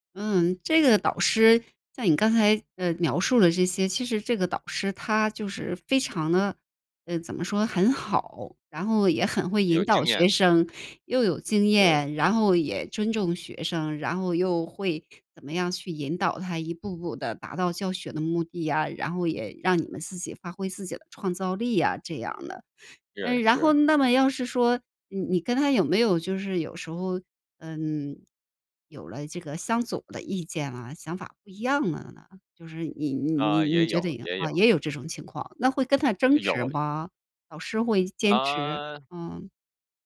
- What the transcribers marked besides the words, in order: tapping
- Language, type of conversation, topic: Chinese, podcast, 你是怎样把导师的建议落地执行的?